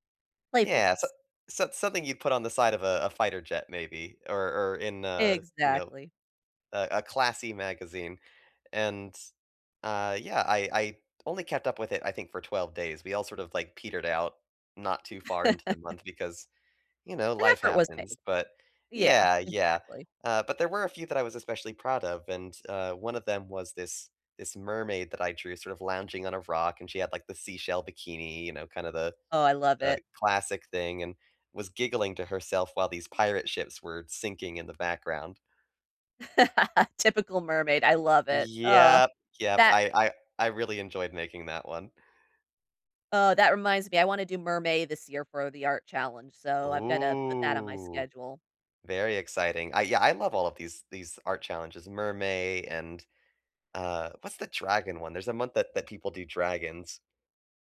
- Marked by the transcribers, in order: chuckle; laugh; drawn out: "Yep"; drawn out: "Ooh"
- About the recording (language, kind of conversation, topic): English, unstructured, What is something unique about you that you are proud of?